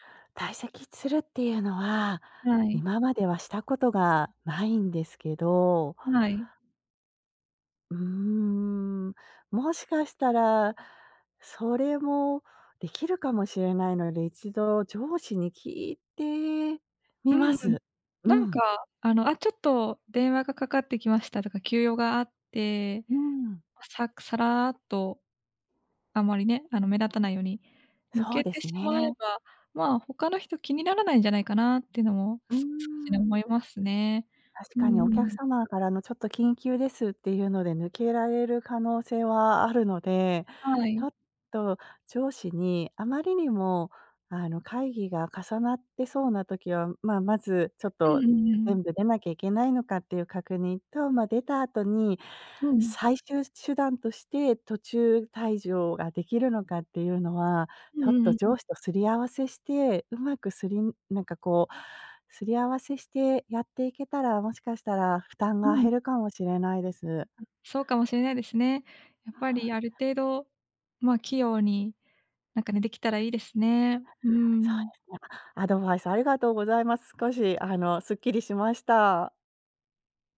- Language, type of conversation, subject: Japanese, advice, 会議が長引いて自分の仕事が進まないのですが、どうすれば改善できますか？
- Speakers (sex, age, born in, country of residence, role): female, 25-29, Japan, Japan, advisor; female, 50-54, Japan, United States, user
- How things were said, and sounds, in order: unintelligible speech; tapping